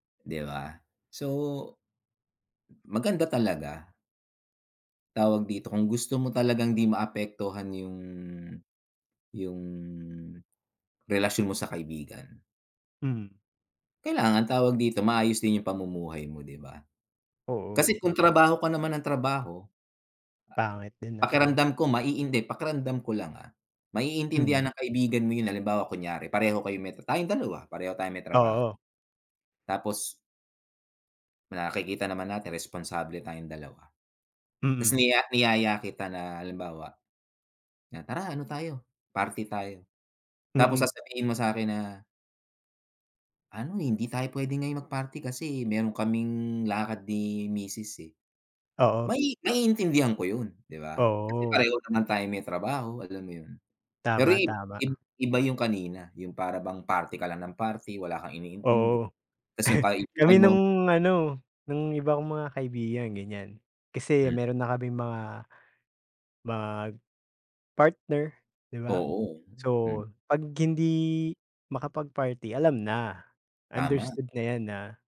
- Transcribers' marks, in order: tapping; other background noise; other noise; chuckle
- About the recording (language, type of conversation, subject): Filipino, unstructured, Paano mo binabalanse ang oras para sa trabaho at oras para sa mga kaibigan?